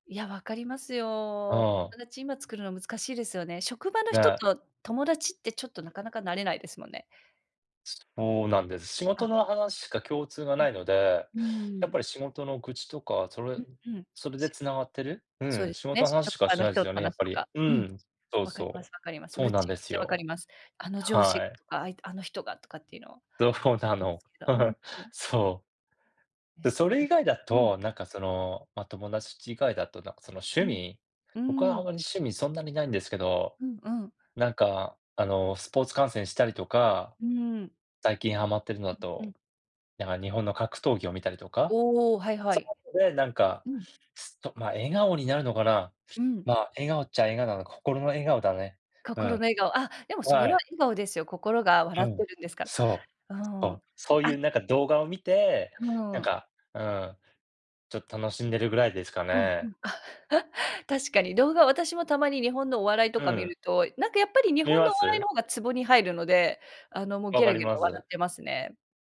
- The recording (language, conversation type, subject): Japanese, unstructured, あなたの笑顔を引き出すものは何ですか？
- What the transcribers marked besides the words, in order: laughing while speaking: "どうなの"; laugh; other background noise; chuckle